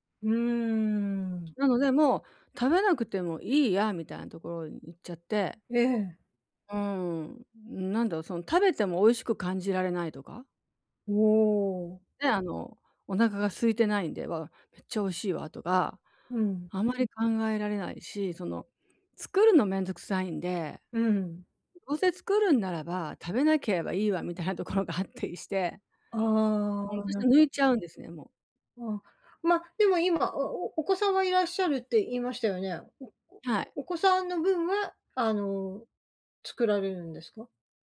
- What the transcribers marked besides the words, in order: none
- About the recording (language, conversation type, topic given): Japanese, advice, やる気が出ないとき、どうすれば一歩を踏み出せますか？